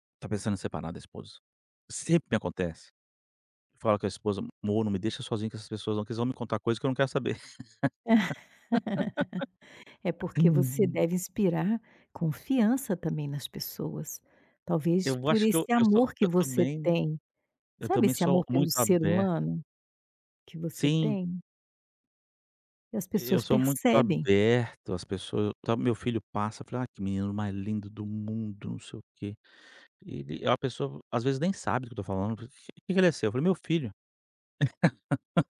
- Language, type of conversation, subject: Portuguese, advice, Por que eu me sinto desconectado e distraído em momentos sociais?
- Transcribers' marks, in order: laugh; laugh; laugh